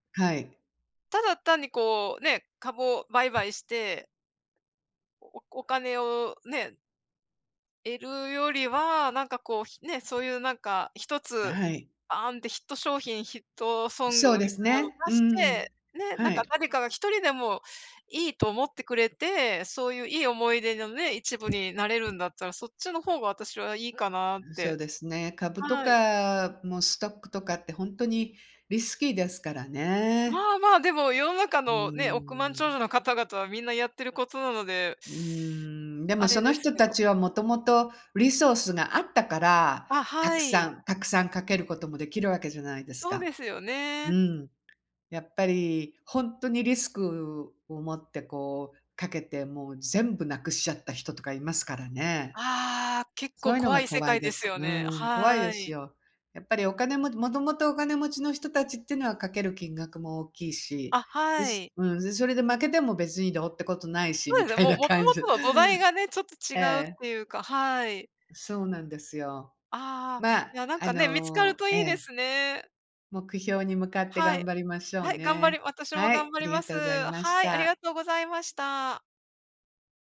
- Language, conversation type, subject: Japanese, unstructured, 将来の目標は何ですか？
- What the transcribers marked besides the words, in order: laughing while speaking: "みたいな感じ"